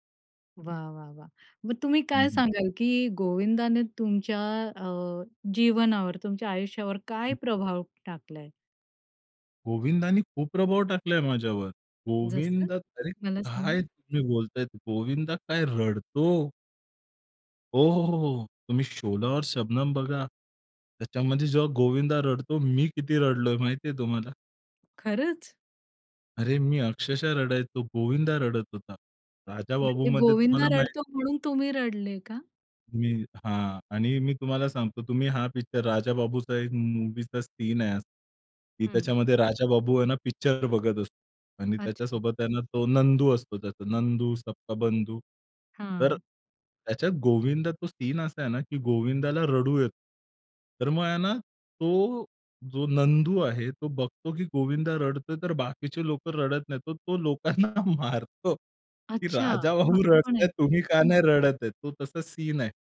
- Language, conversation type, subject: Marathi, podcast, आवडत्या कलाकारांचा तुमच्यावर कोणता प्रभाव पडला आहे?
- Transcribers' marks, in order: other background noise; anticipating: "गोविंदा अरे काय तुम्ही बोलतायत, गोविंदा काय रडतो?"; in Hindi: "सबका"; in English: "सीन"; laughing while speaking: "लोकांना मारतो की राजाबाबू रडत आहेत"